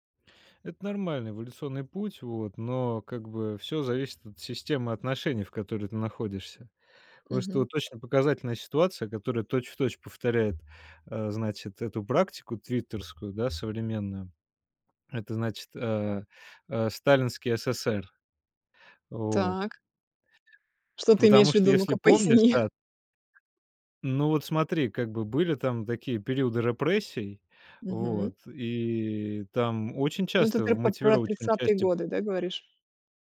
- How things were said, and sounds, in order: tapping; laughing while speaking: "поясни"; other background noise
- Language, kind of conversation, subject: Russian, podcast, Что делать, если старые публикации портят ваш имидж?